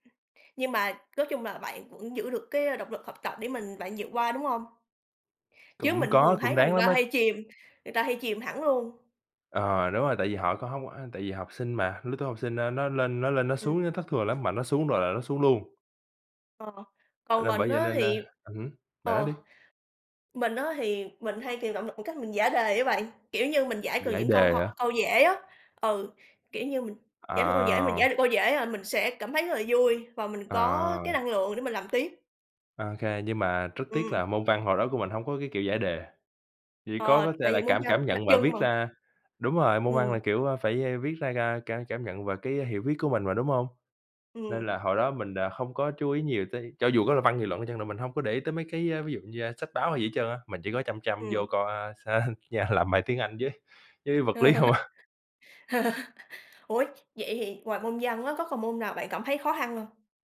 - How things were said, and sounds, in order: tapping; laughing while speaking: "sên yeah"; laugh; laughing while speaking: "không à"
- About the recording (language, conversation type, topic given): Vietnamese, unstructured, Làm thế nào để học sinh duy trì động lực trong học tập?